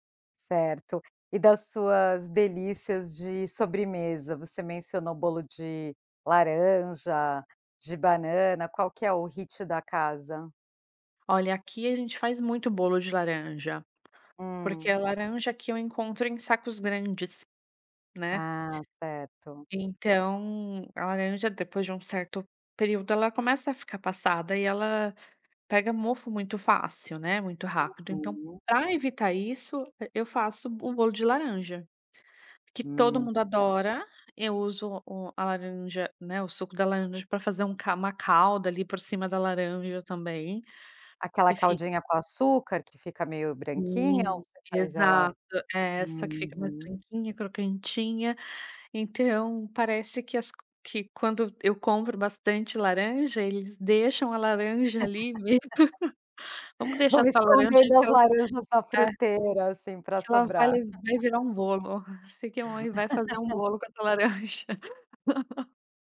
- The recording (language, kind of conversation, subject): Portuguese, podcast, Como evitar o desperdício na cozinha do dia a dia?
- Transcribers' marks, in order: in English: "hit"; tapping; laugh; laugh; laughing while speaking: "laranja"; laugh